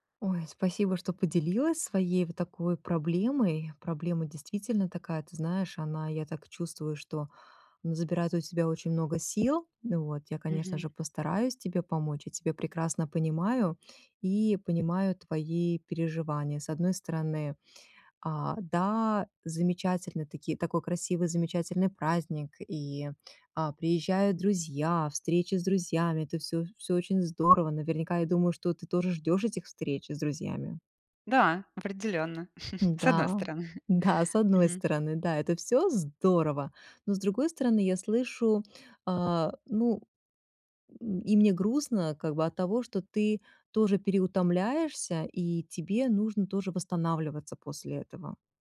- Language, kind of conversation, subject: Russian, advice, Как справляться с усталостью и перегрузкой во время праздников
- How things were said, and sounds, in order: tapping; chuckle; other background noise